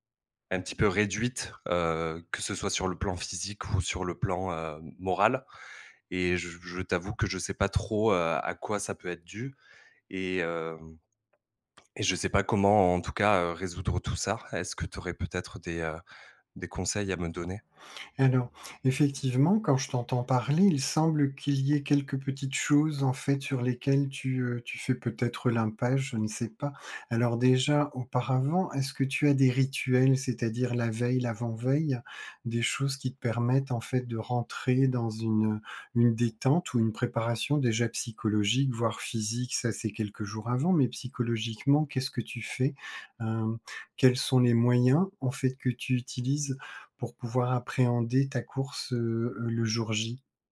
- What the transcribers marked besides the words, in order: none
- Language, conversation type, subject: French, advice, Comment décririez-vous votre anxiété avant une course ou un événement sportif ?
- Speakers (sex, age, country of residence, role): male, 30-34, France, user; male, 55-59, France, advisor